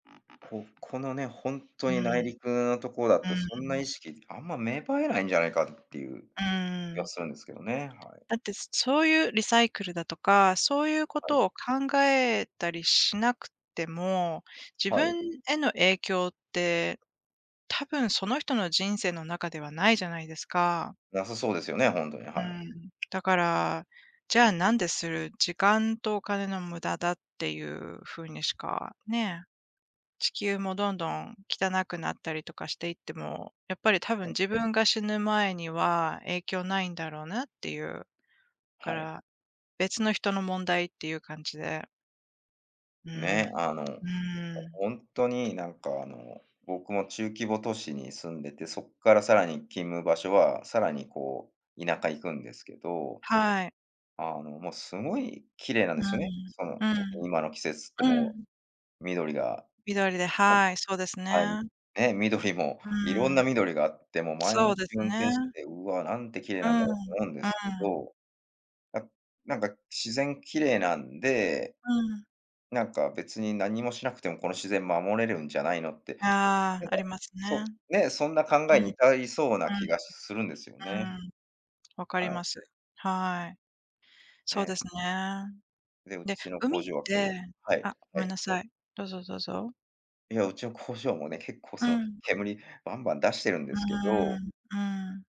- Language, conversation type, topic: Japanese, unstructured, 海の汚染を減らすために、私たちにできることは何だと思いますか？
- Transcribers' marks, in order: other background noise; tapping